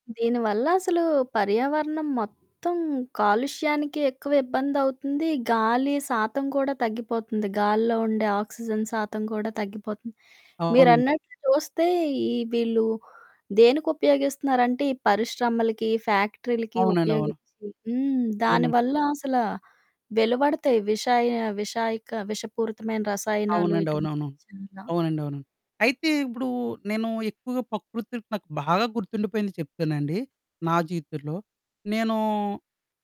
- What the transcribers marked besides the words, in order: static; in English: "ఆక్సిజన్"; distorted speech; in English: "ఫ్యాక్టరీలకి"
- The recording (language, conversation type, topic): Telugu, podcast, నీకు ప్రకృతితో కలిగిన మొదటి గుర్తుండిపోయే అనుభవం ఏది?
- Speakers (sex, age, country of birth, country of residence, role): female, 30-34, India, India, host; male, 30-34, India, India, guest